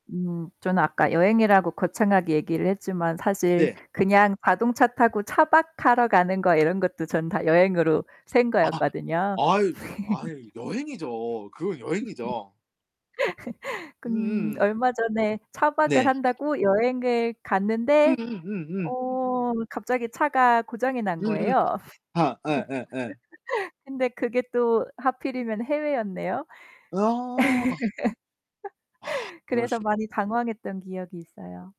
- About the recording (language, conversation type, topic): Korean, unstructured, 여행 중에 예상치 못한 일이 생긴 적이 있나요?
- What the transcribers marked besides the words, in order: static; other background noise; background speech; laugh; distorted speech; laugh; laugh; sigh